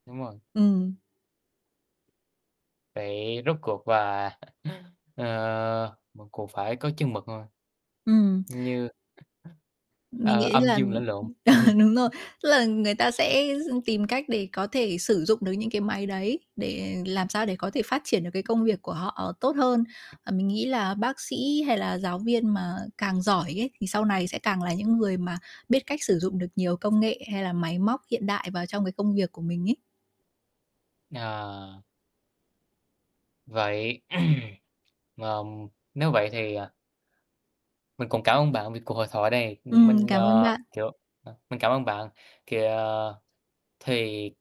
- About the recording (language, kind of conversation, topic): Vietnamese, unstructured, Bạn nghĩ robot sẽ thay thế con người trong công việc đến mức nào?
- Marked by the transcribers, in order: laugh; other background noise; laugh; tapping; throat clearing